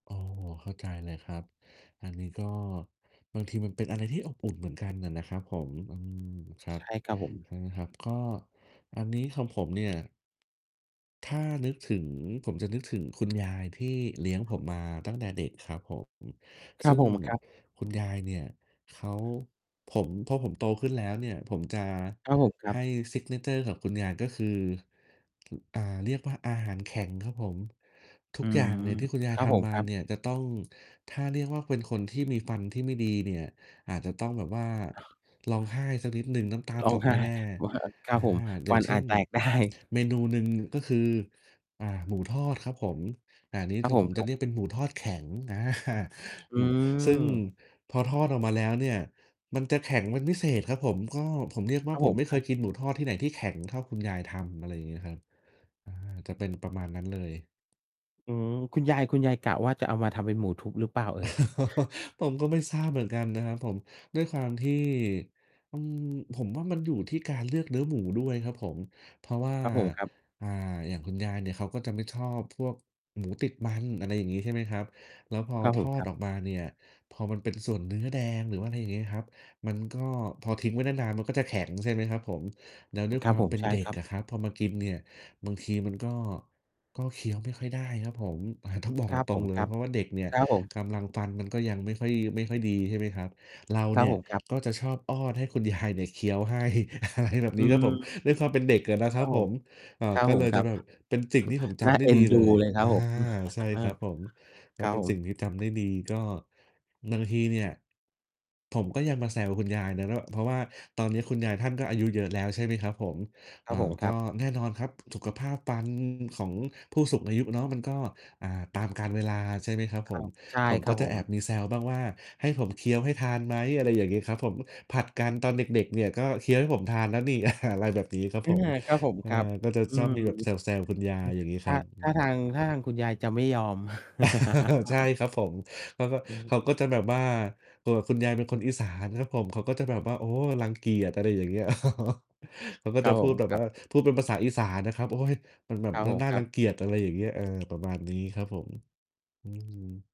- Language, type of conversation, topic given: Thai, unstructured, คุณเคยมีช่วงเวลาที่อาหารช่วยปลอบใจคุณไหม?
- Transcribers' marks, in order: distorted speech; other background noise; tapping; laughing while speaking: "ไห้"; laughing while speaking: "ได้"; laughing while speaking: "อา"; static; laugh; laughing while speaking: "ยาย"; laughing while speaking: "อะไรแบบนี้ครับผม"; chuckle; chuckle; laugh; laugh